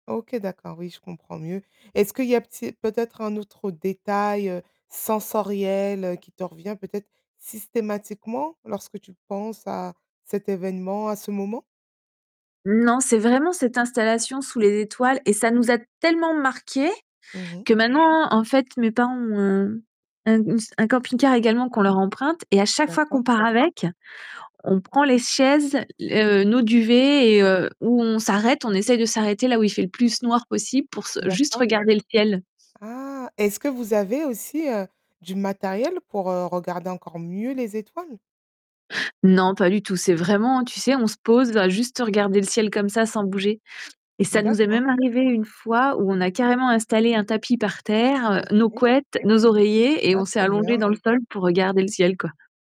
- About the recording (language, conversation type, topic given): French, podcast, Te souviens-tu d’une nuit étoilée incroyablement belle ?
- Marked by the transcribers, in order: tapping; stressed: "tellement"; distorted speech; background speech; other background noise; stressed: "mieux"